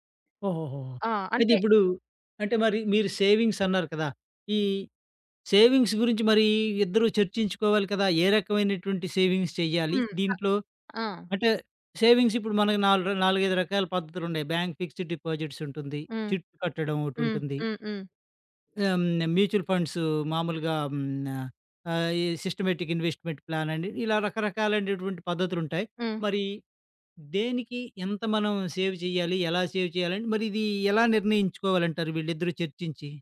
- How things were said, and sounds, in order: in English: "సేవింగ్స్"; in English: "సేవింగ్స్"; in English: "సేవింగ్స్"; "నాలుగు" said as "నాలురు"; in English: "ఫిక్స్‌డ్ డిపాజిట్స్"; other background noise; in English: "మ్యూచుల్ ఫండ్స్"; in English: "సిస్టమేటిక్ ఇన్‌వెస్ట్‌మెంట్"; tapping; in English: "సేవ్"; in English: "సేవ్"
- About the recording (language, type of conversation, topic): Telugu, podcast, ఆర్థిక విషయాలు జంటలో ఎలా చర్చిస్తారు?